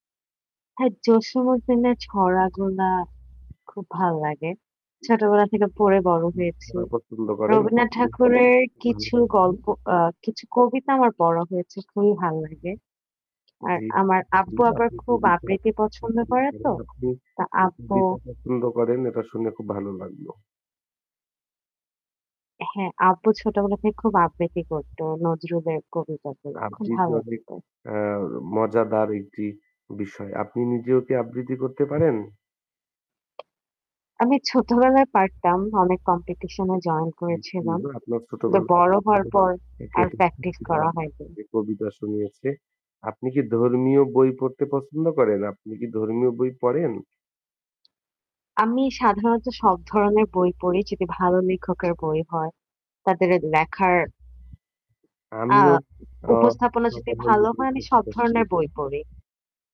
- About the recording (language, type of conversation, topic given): Bengali, unstructured, আপনি কোন ধরনের বই পড়তে সবচেয়ে বেশি পছন্দ করেন?
- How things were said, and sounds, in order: static; other noise; other background noise; unintelligible speech; distorted speech; unintelligible speech; tapping; unintelligible speech